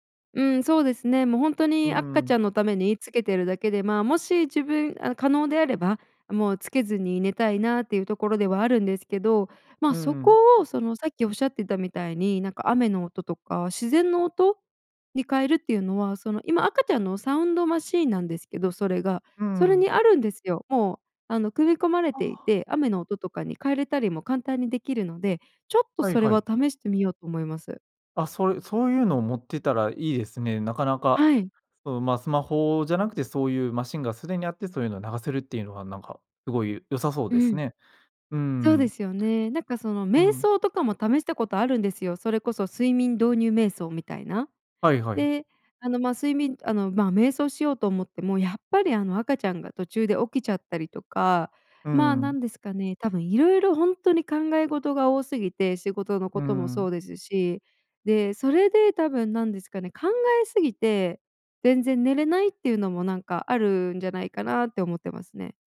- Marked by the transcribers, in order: none
- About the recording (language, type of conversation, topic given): Japanese, advice, 布団に入ってから寝つけずに長時間ゴロゴロしてしまうのはなぜですか？